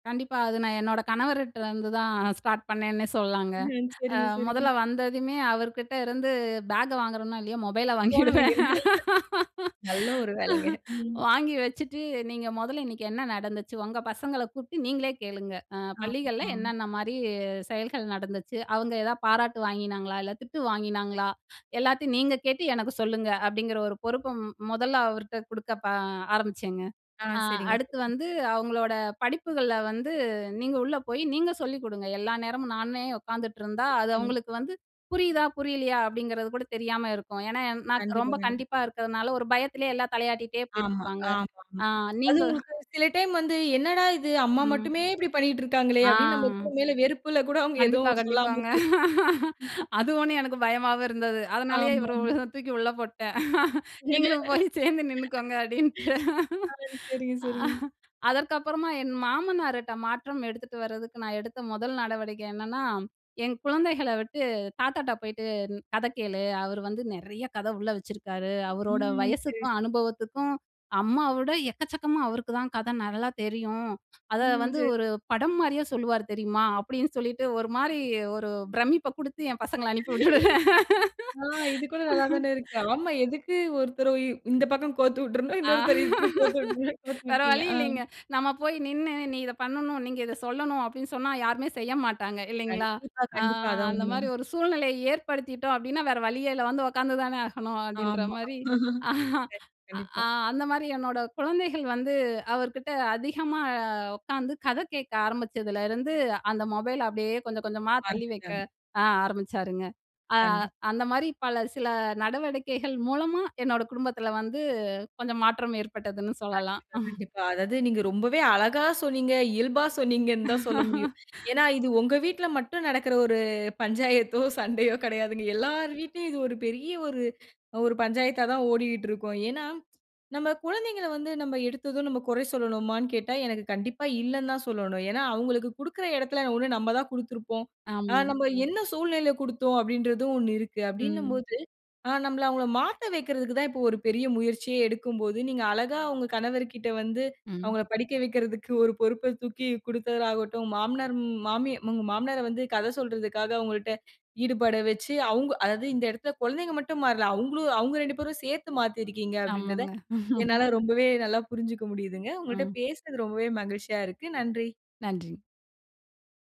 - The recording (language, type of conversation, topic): Tamil, podcast, உங்கள் கைப்பேசி குடும்ப உறவுகளை எப்படி பாதிக்கிறது?
- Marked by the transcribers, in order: in English: "ஸ்டார்ட்"; laugh; unintelligible speech; laughing while speaking: "கண்டிப்பாங்க"; laugh; laughing while speaking: "நீங்களும் போய் சேந்து நின்னுக்கோங்கஅப்பிடின்ட்டு"; laugh; laugh; laughing while speaking: "விட்டுருவேன்"; laugh; other noise; laugh; unintelligible speech; laugh; chuckle; laugh; chuckle